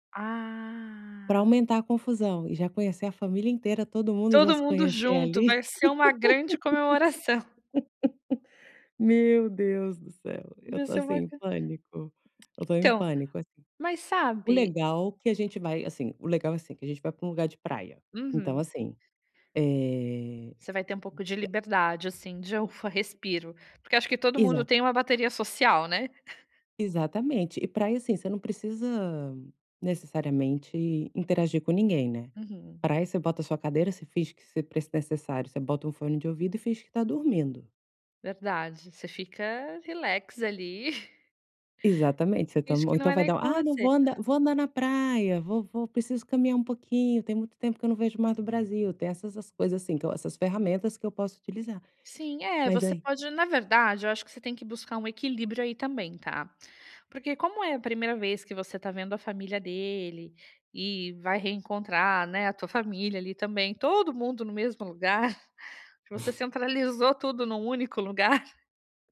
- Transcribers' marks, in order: drawn out: "Ah"; tapping; laughing while speaking: "comemoração"; laugh; other background noise; chuckle; in English: "relax"; chuckle; chuckle; chuckle; laughing while speaking: "lugar"
- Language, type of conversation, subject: Portuguese, advice, Como posso reduzir o estresse ao planejar minhas férias?